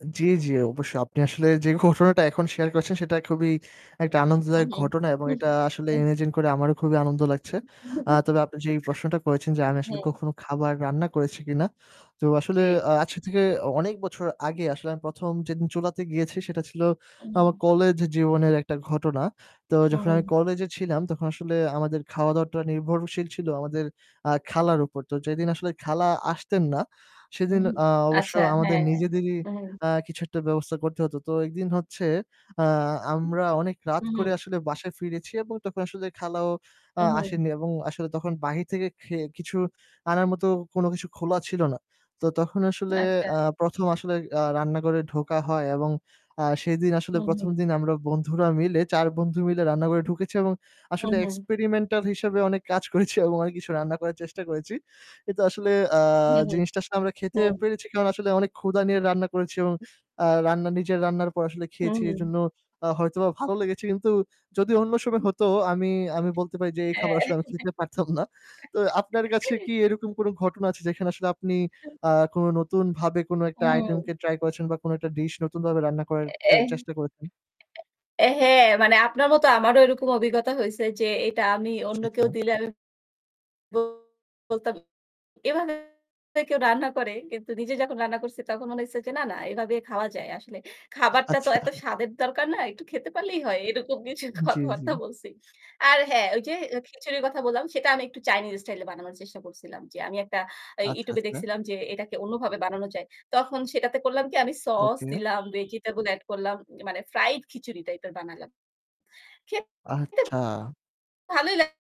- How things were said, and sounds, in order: static; other background noise; unintelligible speech; "ঘরে" said as "গরে"; in English: "experimental"; laughing while speaking: "কাজ করেছি"; laughing while speaking: "পারতাম না"; chuckle; unintelligible speech; distorted speech; laughing while speaking: "এরকম কিছু কথাবার্তা বলছি"; horn
- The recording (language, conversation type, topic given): Bengali, unstructured, আপনার বাড়িতে সবচেয়ে জনপ্রিয় খাবার কোনটি?